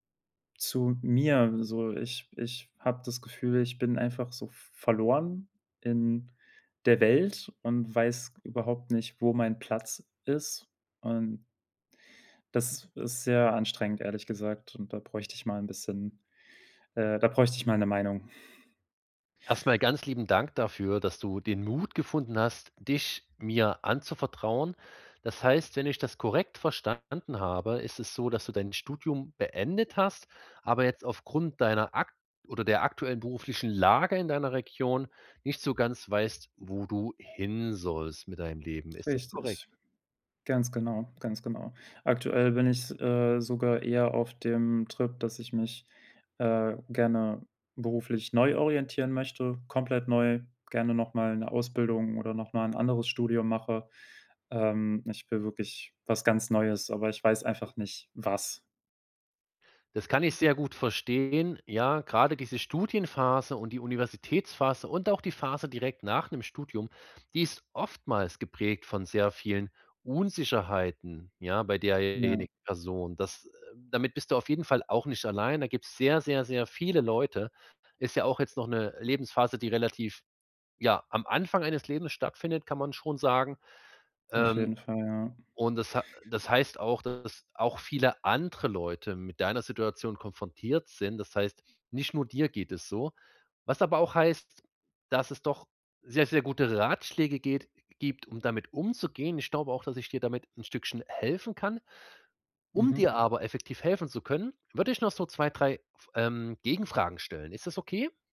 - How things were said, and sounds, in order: none
- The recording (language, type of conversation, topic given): German, advice, Berufung und Sinn im Leben finden